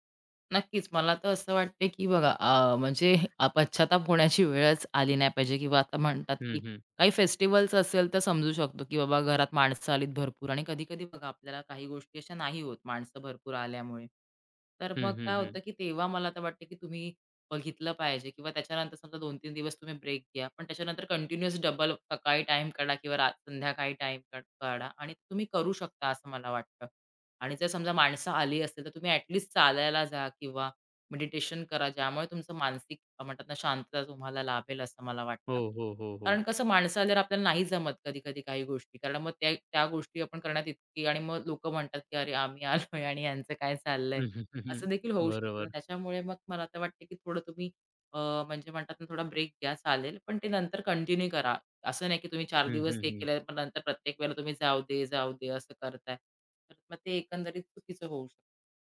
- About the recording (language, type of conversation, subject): Marathi, podcast, सकाळी तुम्ही फोन आणि समाजमाध्यमांचा वापर कसा आणि कोणत्या नियमांनुसार करता?
- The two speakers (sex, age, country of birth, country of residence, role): female, 30-34, India, India, guest; male, 25-29, India, India, host
- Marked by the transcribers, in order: in English: "फेस्टिव्हल्स"; laughing while speaking: "आलोय आणि ह्यांचं काय चाललंय?"; chuckle; in English: "कंटिन्यू"